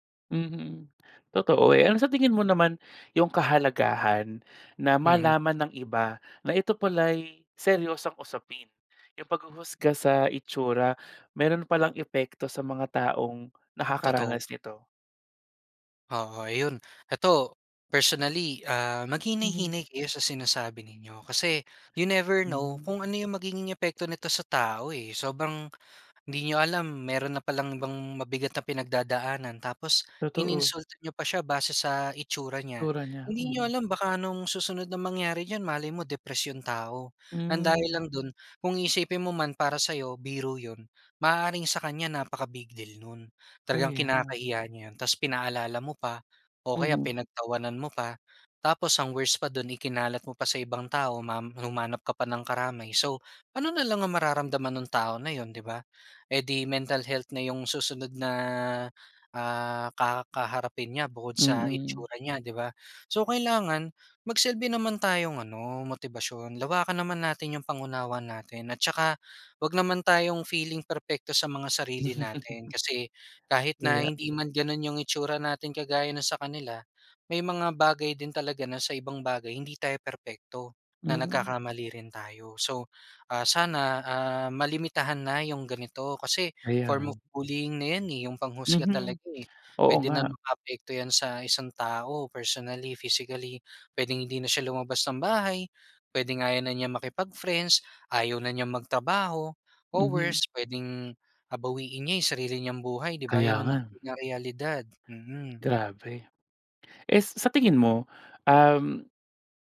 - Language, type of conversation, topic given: Filipino, podcast, Paano mo hinaharap ang paghusga ng iba dahil sa iyong hitsura?
- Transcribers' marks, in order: in English: "you never know"; laugh